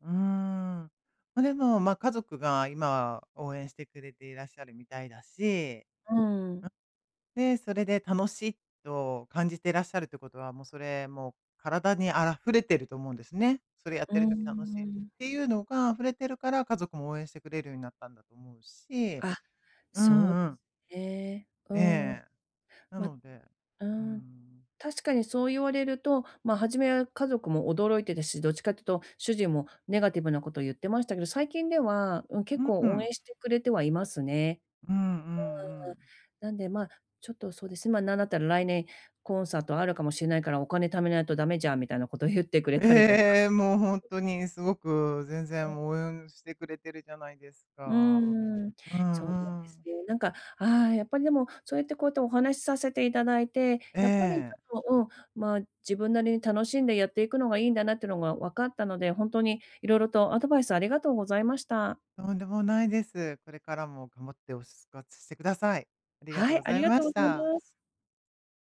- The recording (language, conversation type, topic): Japanese, advice, 仕事以外で自分の価値をどうやって見つけられますか？
- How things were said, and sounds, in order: unintelligible speech; "応援" said as "おうゆん"; tapping; "推し活" said as "おしつかつ"